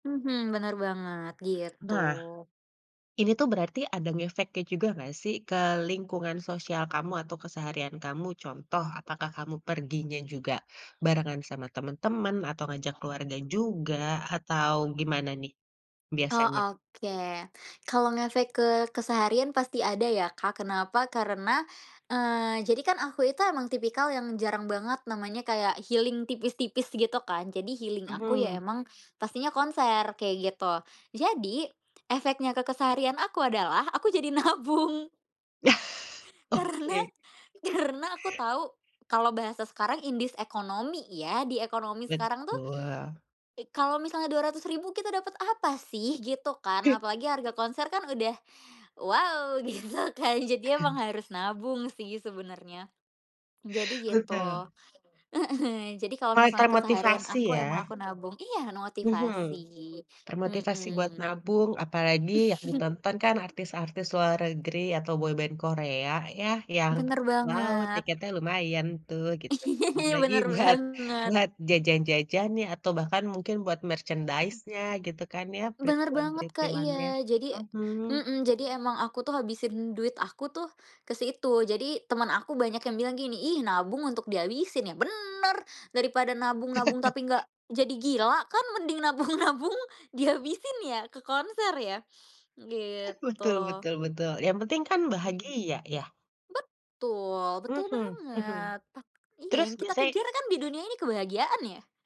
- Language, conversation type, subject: Indonesian, podcast, Mengapa kegiatan ini penting untuk kebahagiaanmu?
- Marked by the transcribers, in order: in English: "healing"; in English: "healing"; laughing while speaking: "jadi nabung"; laughing while speaking: "Yah"; laughing while speaking: "Karena karena"; in English: "in this economy"; laughing while speaking: "gitu kan"; laughing while speaking: "heeh"; other background noise; chuckle; tapping; laugh; laughing while speaking: "buat buat"; in English: "merchandise-nya"; chuckle; laughing while speaking: "nabung-nabung dihabisin"; chuckle